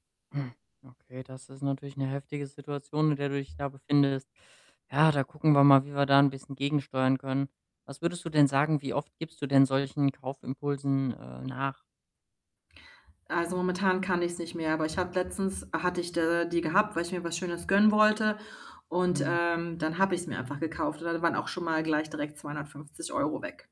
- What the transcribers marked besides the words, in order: static; tapping; other background noise
- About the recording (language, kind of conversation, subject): German, advice, Wie kann ich aufhören, mich ständig mit anderen zu vergleichen und den Kaufdruck reduzieren, um zufriedener zu werden?